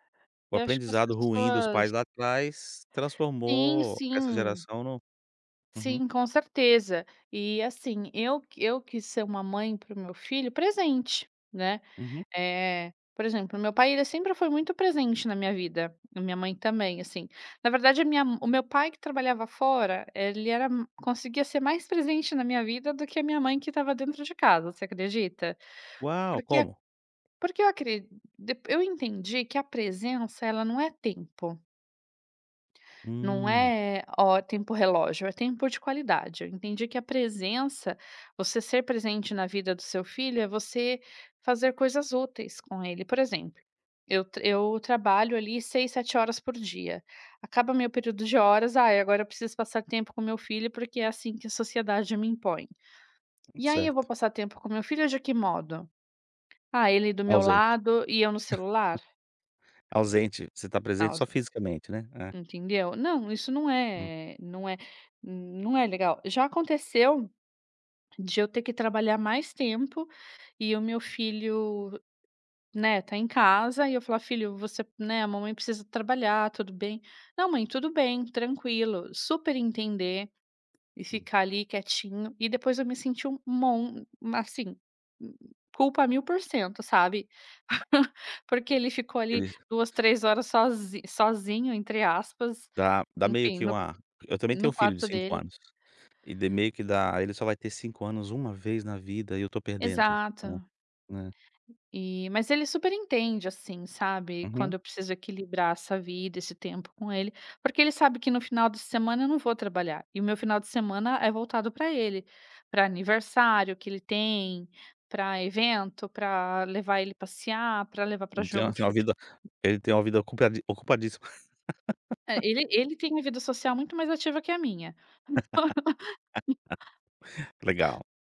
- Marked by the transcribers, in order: tapping; chuckle; other background noise; chuckle; laugh; laugh
- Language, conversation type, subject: Portuguese, podcast, Como você equilibra o trabalho e o tempo com os filhos?